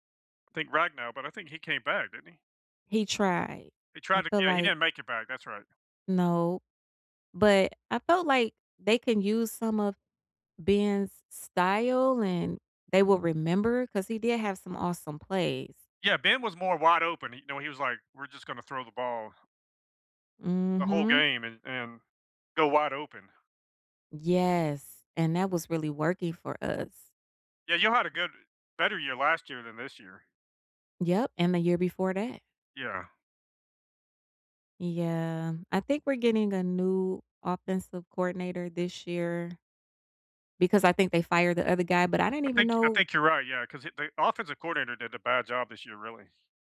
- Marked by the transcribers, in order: other background noise; tapping
- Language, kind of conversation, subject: English, unstructured, How do you balance being a supportive fan and a critical observer when your team is struggling?